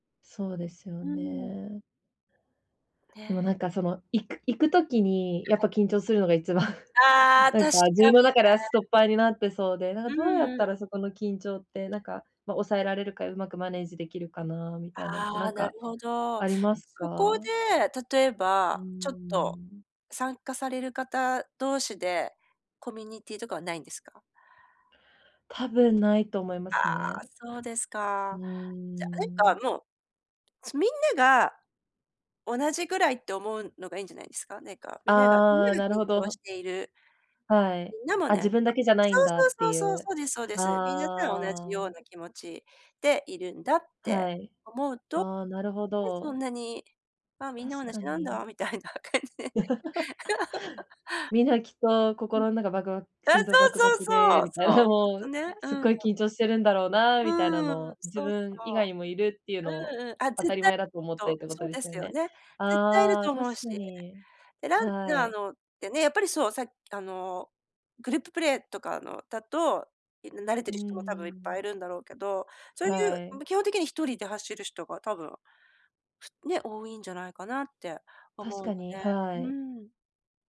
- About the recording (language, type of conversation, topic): Japanese, advice, 一歩踏み出すのが怖いとき、どうすれば始められますか？
- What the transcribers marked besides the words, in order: chuckle; tapping; "コミュニティ" said as "コミニティ"; other background noise; laughing while speaking: "みたいな 感じで"; laugh; laughing while speaking: "みたいなもう"